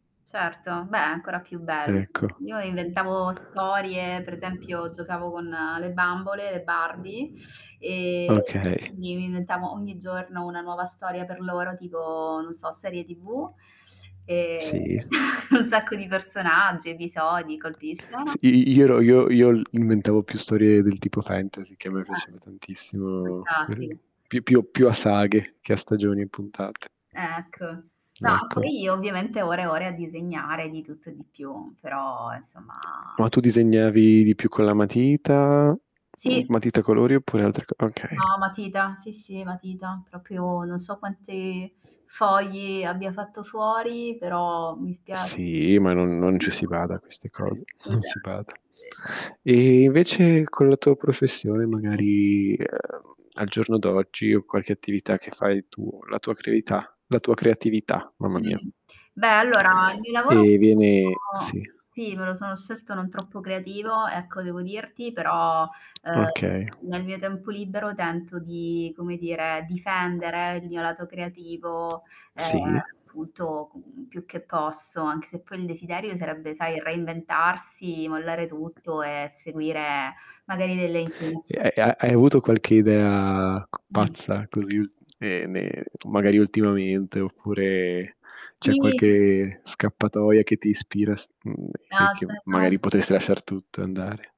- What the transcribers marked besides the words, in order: static; other background noise; distorted speech; teeth sucking; tapping; chuckle; in English: "fantasy"; "Proprio" said as "propio"; unintelligible speech; unintelligible speech; "creatività" said as "creavità"; unintelligible speech; unintelligible speech
- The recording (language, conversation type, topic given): Italian, unstructured, Che rapporto hai oggi con la tua creatività rispetto agli anni della tua giovinezza?